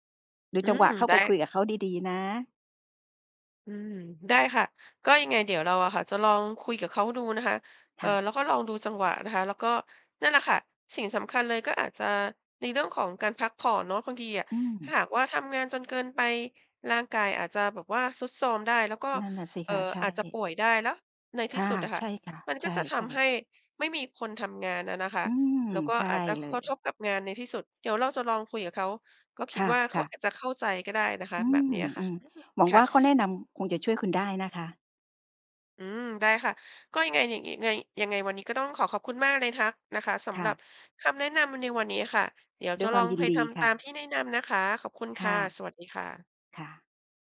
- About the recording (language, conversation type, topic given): Thai, advice, ฉันควรขอขึ้นเงินเดือนอย่างไรดีถ้ากลัวว่าจะถูกปฏิเสธ?
- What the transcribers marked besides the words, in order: other background noise; unintelligible speech; "แนะนำ" said as "นินำ"